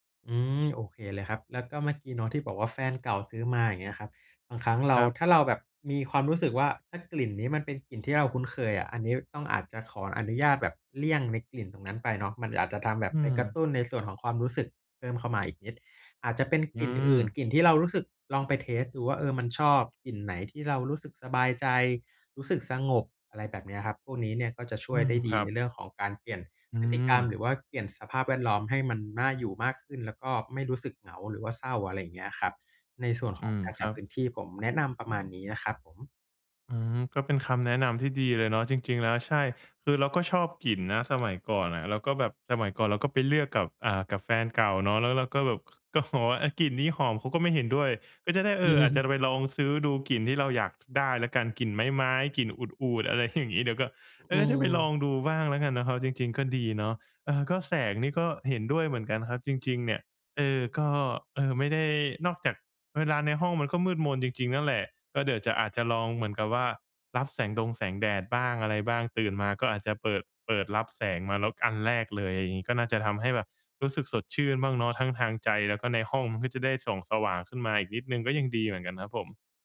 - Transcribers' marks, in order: tapping; other background noise; other noise; "บอก" said as "ฝอ"; chuckle; in Arabic: "عود عود"
- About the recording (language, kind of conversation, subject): Thai, advice, ฉันควรจัดสภาพแวดล้อมรอบตัวอย่างไรเพื่อเลิกพฤติกรรมที่ไม่ดี?